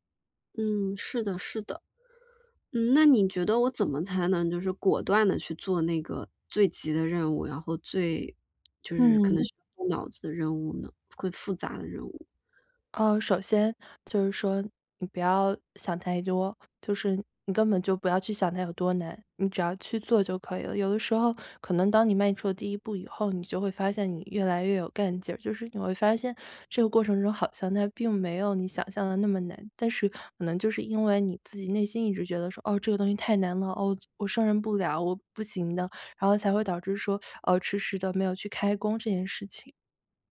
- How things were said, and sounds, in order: teeth sucking
- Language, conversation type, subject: Chinese, advice, 我怎样才能减少分心，并在处理复杂工作时更果断？